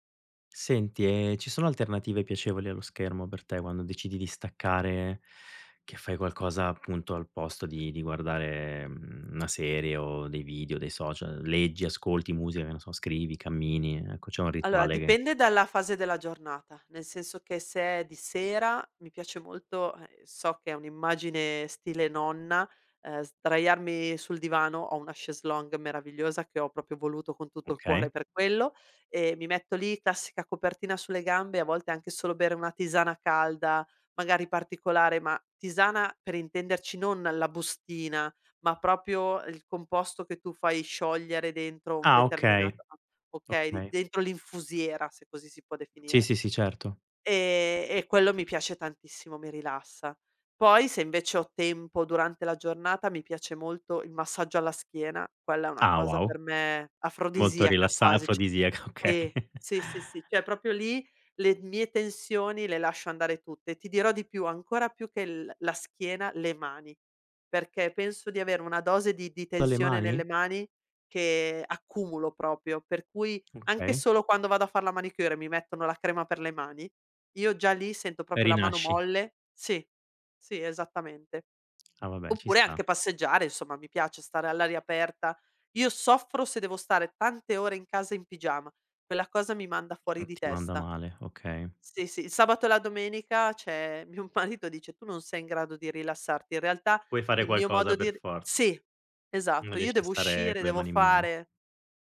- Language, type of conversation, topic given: Italian, podcast, Come gestisci schermi e tecnologia prima di andare a dormire?
- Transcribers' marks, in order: in French: "chaise longue"; "proprio" said as "propio"; "proprio" said as "propio"; laughing while speaking: "okay"; "cioè" said as "ceh"; "proprio" said as "propio"; "proprio" said as "propio"; "proprio" said as "propio"; laughing while speaking: "mio m marito"